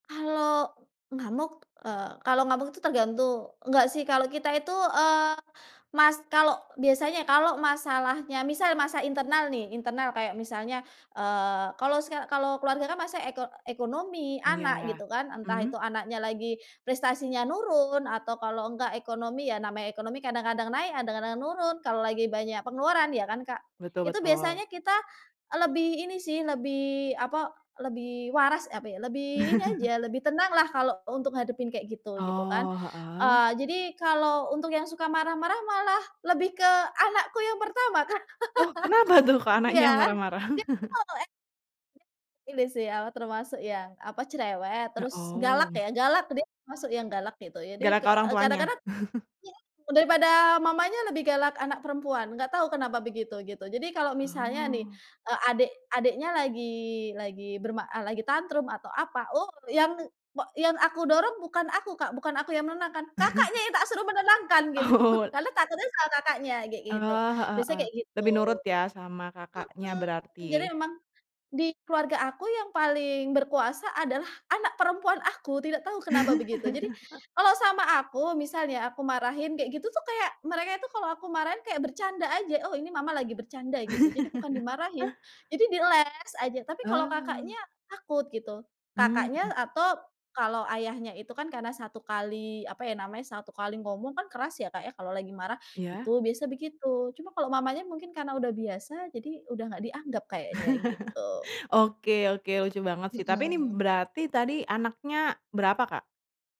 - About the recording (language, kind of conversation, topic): Indonesian, podcast, Bagaimana cara keluarga Anda menyelesaikan konflik sehari-hari?
- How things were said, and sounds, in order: laugh; laughing while speaking: "Kak"; laugh; laughing while speaking: "ko anaknya yang marah-marah?"; unintelligible speech; other background noise; chuckle; unintelligible speech; laugh; laughing while speaking: "gitu"; laughing while speaking: "Oh"; laugh; laugh; laugh